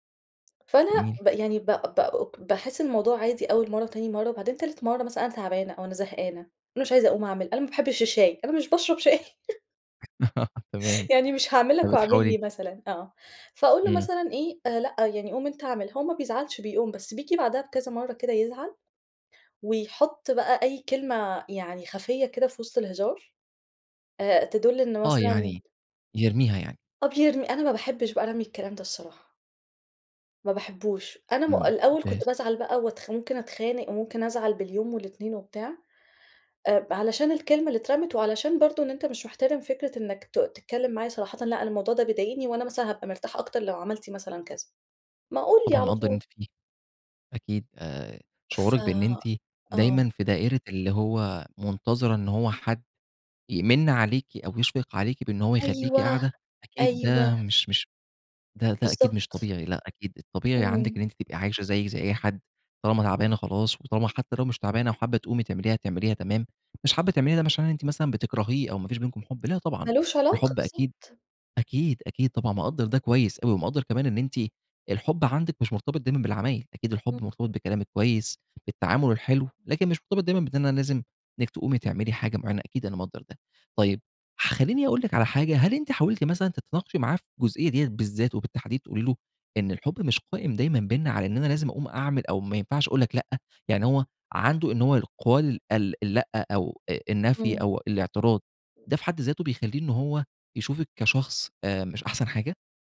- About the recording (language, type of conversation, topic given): Arabic, advice, ليه بيطلع بينّا خلافات كتير بسبب سوء التواصل وسوء الفهم؟
- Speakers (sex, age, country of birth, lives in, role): female, 35-39, Egypt, Egypt, user; male, 25-29, Egypt, Egypt, advisor
- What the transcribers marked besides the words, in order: chuckle; laugh; chuckle; tapping; other background noise